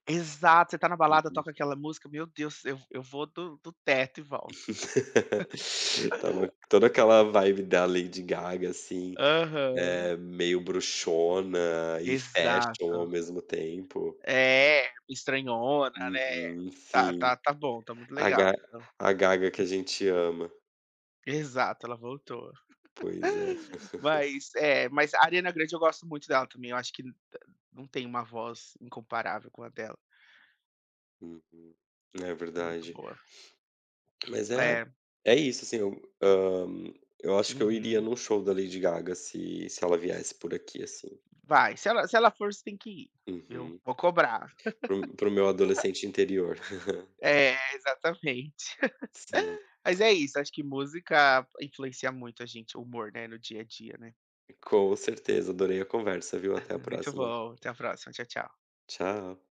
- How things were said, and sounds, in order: laugh; giggle; chuckle; laugh; chuckle; laugh; chuckle
- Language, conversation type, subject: Portuguese, unstructured, Como a música afeta o seu humor no dia a dia?